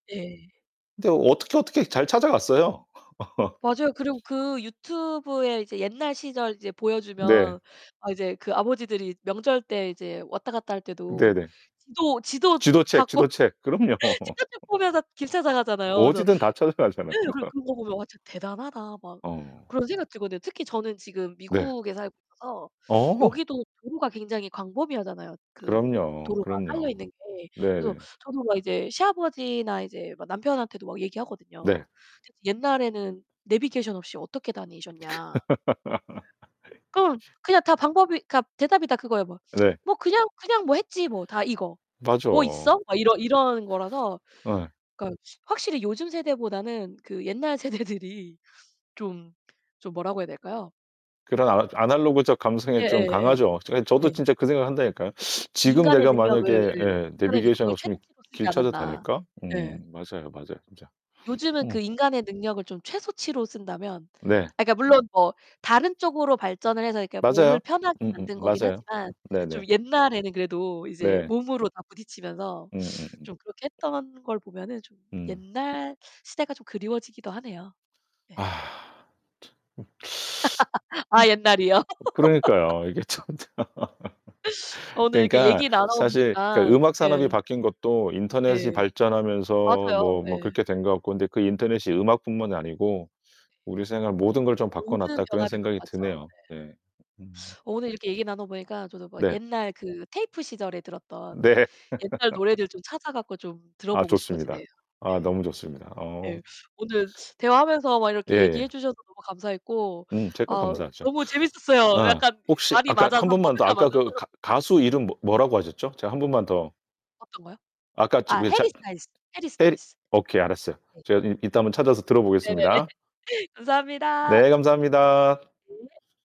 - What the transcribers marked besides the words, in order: laugh; other background noise; laughing while speaking: "갖고"; unintelligible speech; laughing while speaking: "그럼요"; laugh; distorted speech; laughing while speaking: "찾아가잖아"; unintelligible speech; laugh; tsk; laughing while speaking: "세대들이"; tapping; teeth sucking; unintelligible speech; laughing while speaking: "참 참"; laugh; laugh; laughing while speaking: "네"; laugh; laugh; laughing while speaking: "네네네"
- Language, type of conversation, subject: Korean, unstructured, 음악 산업은 시간이 지나면서 어떻게 변화해 왔나요?